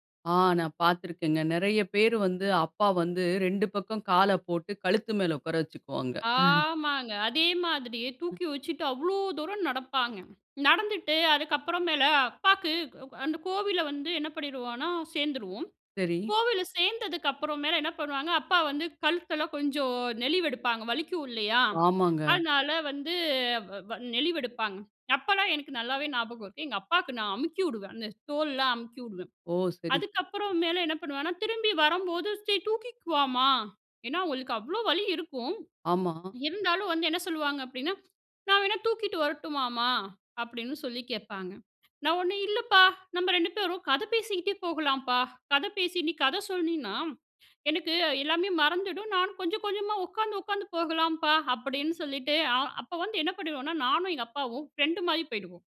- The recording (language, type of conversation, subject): Tamil, podcast, உங்கள் குழந்தைப் பருவத்தில் உங்களுக்கு உறுதுணையாக இருந்த ஹீரோ யார்?
- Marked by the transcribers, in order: drawn out: "ஆமாங்க"; other noise; unintelligible speech; inhale; other background noise; inhale; inhale